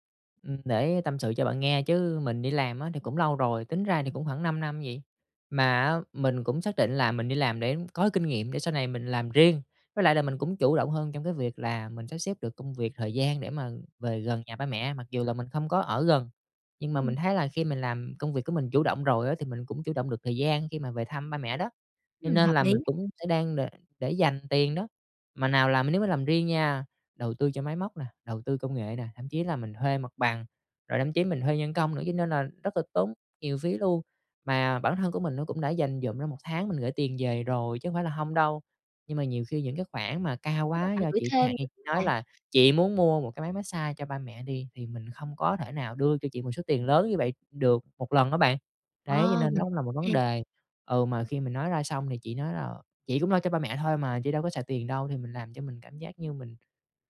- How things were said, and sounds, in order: tapping; unintelligible speech
- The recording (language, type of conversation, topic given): Vietnamese, advice, Làm sao để nói chuyện khi xảy ra xung đột về tiền bạc trong gia đình?
- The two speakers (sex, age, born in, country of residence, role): female, 30-34, Vietnam, Vietnam, advisor; male, 30-34, Vietnam, Vietnam, user